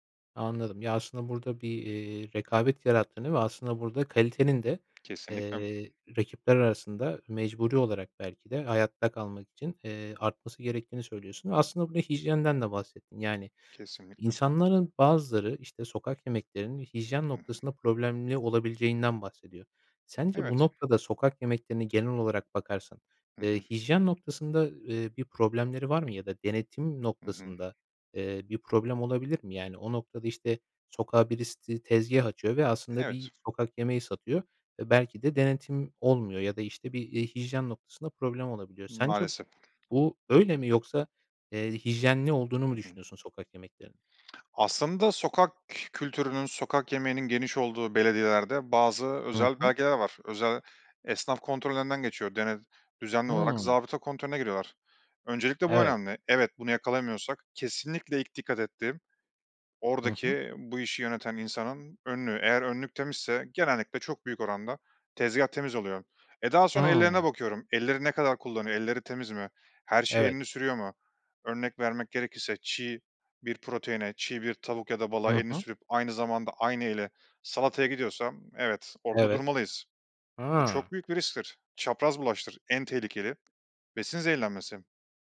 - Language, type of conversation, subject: Turkish, podcast, Sokak yemekleri bir ülkeye ne katar, bu konuda ne düşünüyorsun?
- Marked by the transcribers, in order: other background noise; other noise; tapping